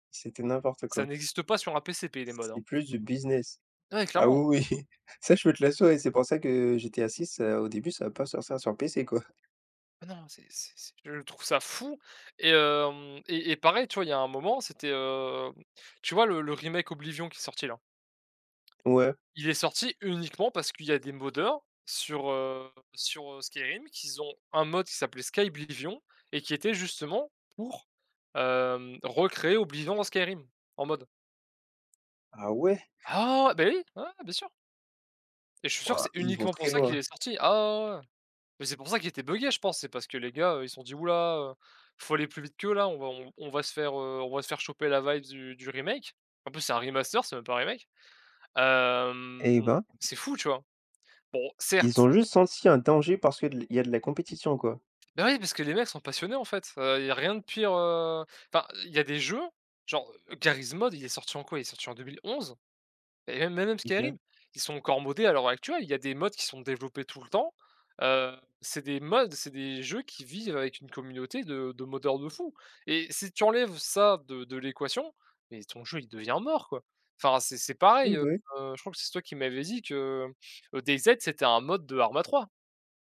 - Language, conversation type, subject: French, unstructured, Qu’est-ce qui te frustre le plus dans les jeux vidéo aujourd’hui ?
- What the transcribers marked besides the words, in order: chuckle; tapping; in English: "moddeur"; other background noise; drawn out: "hem"; in English: "moddeur"